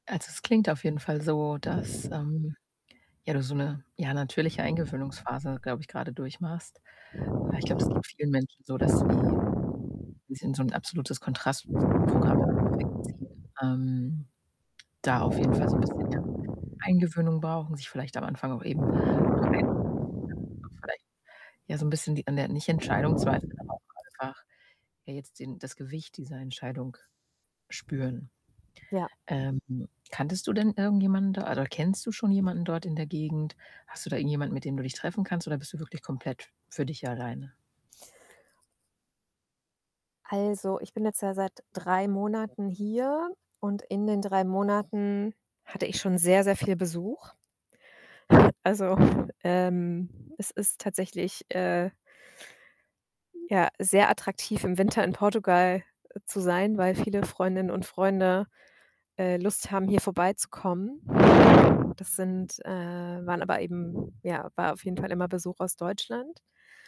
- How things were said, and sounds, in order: wind; distorted speech; other background noise; unintelligible speech; static
- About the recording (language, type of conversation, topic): German, advice, Wie kann ich lernen, allein zu sein, ohne mich einsam zu fühlen?
- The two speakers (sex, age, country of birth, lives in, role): female, 30-34, Germany, Germany, advisor; female, 40-44, Romania, Germany, user